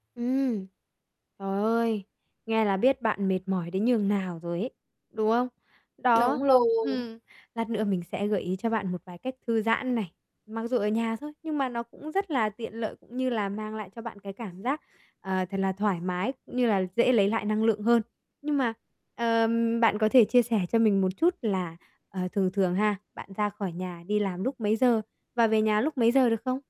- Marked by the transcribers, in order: static; tapping; other background noise
- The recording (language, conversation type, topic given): Vietnamese, advice, Làm sao để tôi có thể thư giãn ở nhà sau một ngày dài?